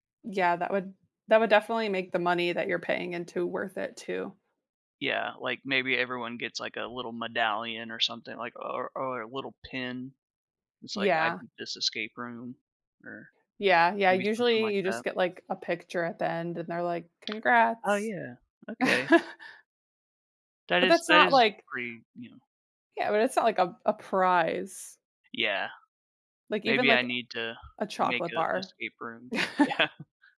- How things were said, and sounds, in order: tapping; chuckle; laughing while speaking: "yeah"; chuckle
- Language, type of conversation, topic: English, unstructured, What would you do if you stumbled upon something that could change your life unexpectedly?